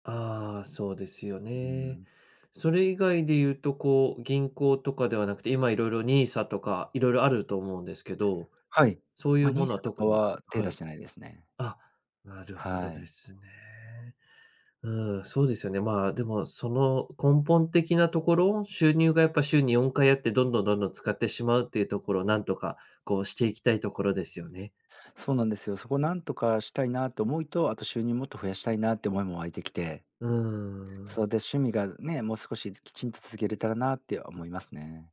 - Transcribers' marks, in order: none
- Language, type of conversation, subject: Japanese, advice, 貯金する習慣や予算を立てる習慣が身につかないのですが、どうすれば続けられますか？